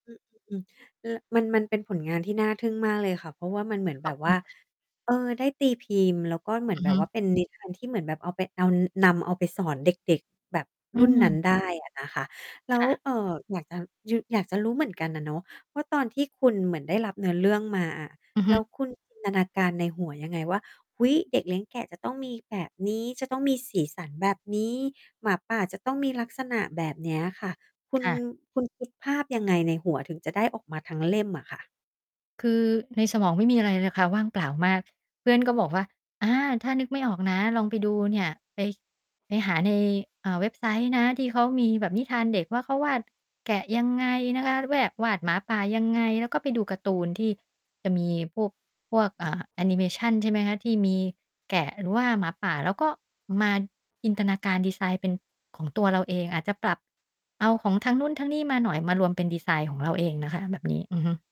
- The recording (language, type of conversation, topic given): Thai, podcast, งานสร้างสรรค์แบบไหนที่คุณทำแล้วมีความสุขที่สุด?
- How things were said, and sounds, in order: distorted speech